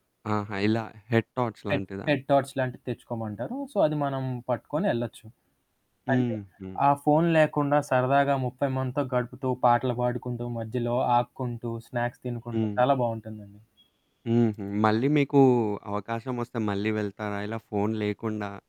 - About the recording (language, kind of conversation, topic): Telugu, podcast, స్మార్ట్‌ఫోన్ లేకుండా మీరు ఒక రోజు ఎలా గడుపుతారు?
- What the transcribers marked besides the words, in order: in English: "హెడ్ టార్చ్"; static; in English: "హెడ్ హెడ్ టార్చ"; in English: "సో"; in English: "స్నాక్స్"; horn